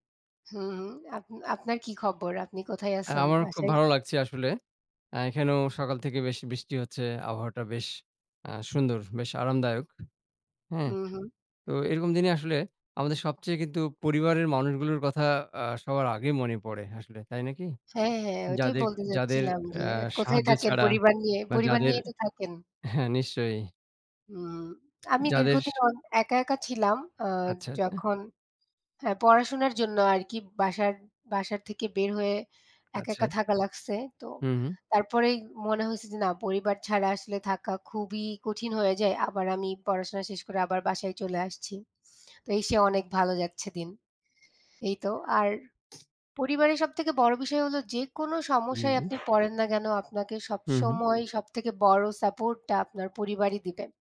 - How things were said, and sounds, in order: tapping; other background noise; lip smack
- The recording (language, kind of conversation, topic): Bengali, unstructured, আপনার পরিবারের মধ্যে কে আপনার সবচেয়ে বেশি সহায়তা করে, আর কেন?